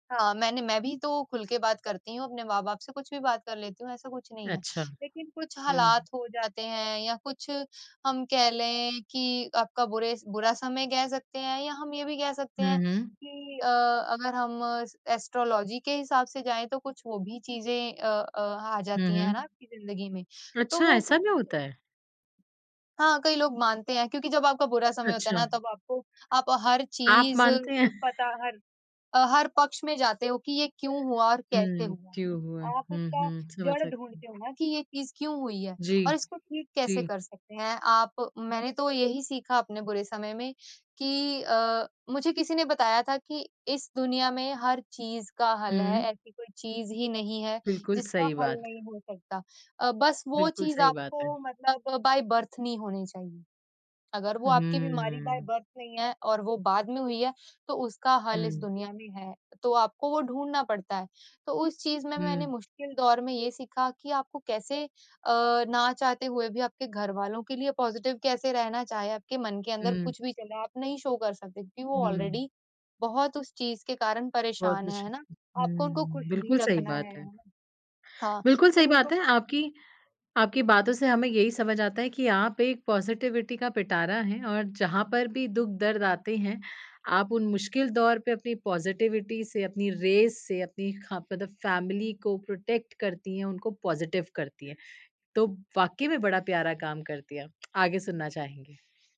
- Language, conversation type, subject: Hindi, podcast, किसी मुश्किल समय ने आपको क्या सिखाया?
- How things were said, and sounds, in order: in English: "एस्ट्रोलॉज़ी"; chuckle; in English: "बाइ बर्थ"; in English: "बाइ बर्थ"; in English: "पॉज़िटिव"; in English: "शो"; in English: "ऑलरेडी"; in English: "पॉज़िटिविटी"; in English: "पॉज़िटिविटी"; in English: "रेस"; in English: "फैमिली"; in English: "प्रोटेक्ट"; in English: "पॉज़िटिव"; tapping